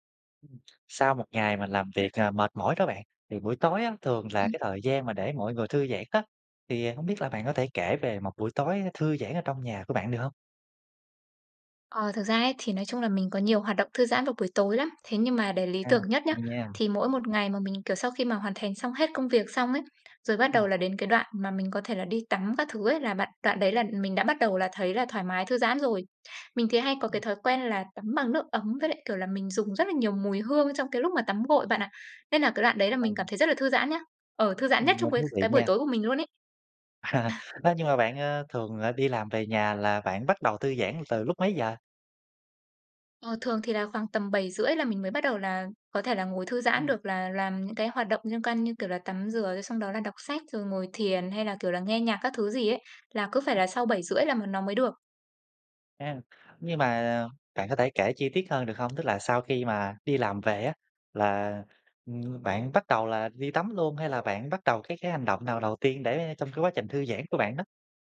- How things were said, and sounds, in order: other background noise; tapping; unintelligible speech; laugh; chuckle
- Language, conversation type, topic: Vietnamese, podcast, Buổi tối thư giãn lý tưởng trong ngôi nhà mơ ước của bạn diễn ra như thế nào?